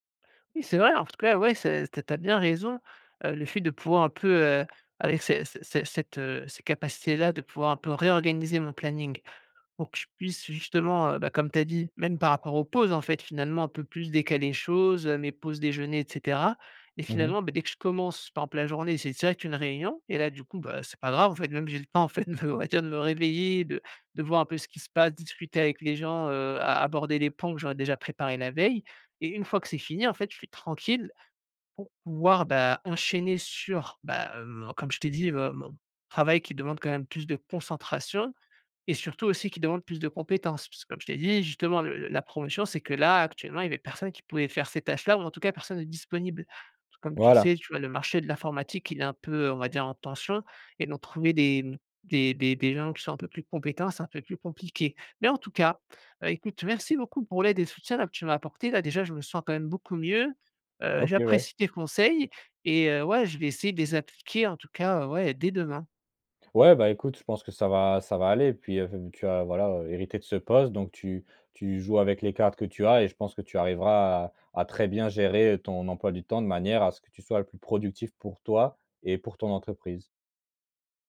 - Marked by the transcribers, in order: chuckle
- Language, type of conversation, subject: French, advice, Comment gérer des journées remplies de réunions qui empêchent tout travail concentré ?